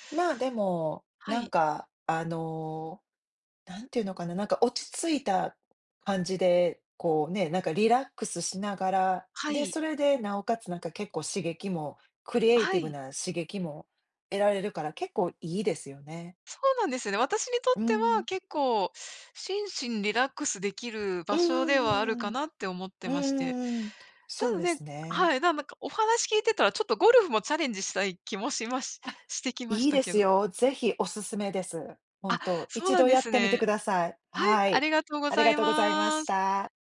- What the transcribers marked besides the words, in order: none
- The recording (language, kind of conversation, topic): Japanese, unstructured, 休日はアクティブに過ごすのとリラックスして過ごすのと、どちらが好きですか？
- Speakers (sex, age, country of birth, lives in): female, 50-54, Japan, United States; female, 55-59, Japan, United States